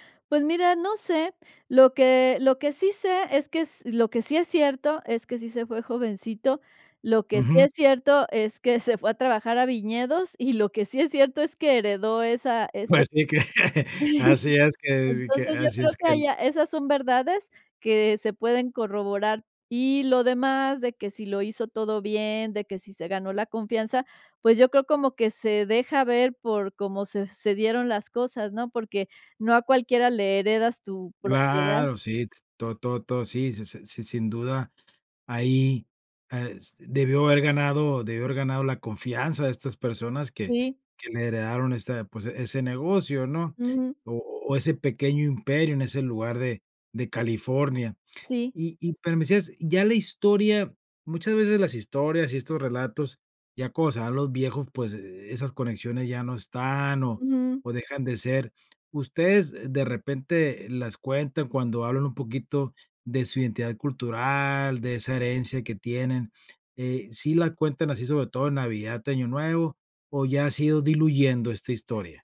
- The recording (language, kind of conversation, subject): Spanish, podcast, ¿Qué historias de migración se cuentan en tu familia?
- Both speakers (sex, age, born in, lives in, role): female, 60-64, Mexico, Mexico, guest; male, 45-49, Mexico, Mexico, host
- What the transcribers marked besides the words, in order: other background noise; laughing while speaking: "se fue"; laughing while speaking: "y"; laughing while speaking: "que"; chuckle